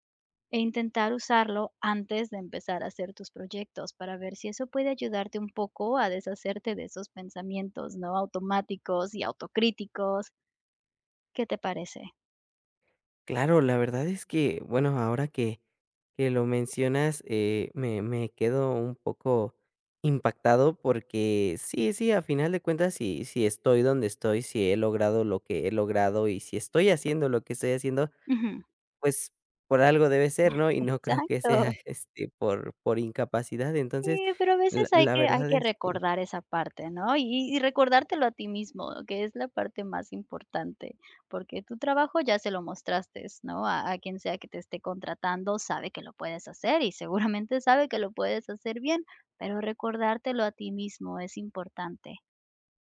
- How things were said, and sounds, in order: laughing while speaking: "Exacto"; laughing while speaking: "creo que sea"; laughing while speaking: "seguramente"
- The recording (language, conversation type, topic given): Spanish, advice, ¿Cómo puedo manejar pensamientos negativos recurrentes y una autocrítica intensa?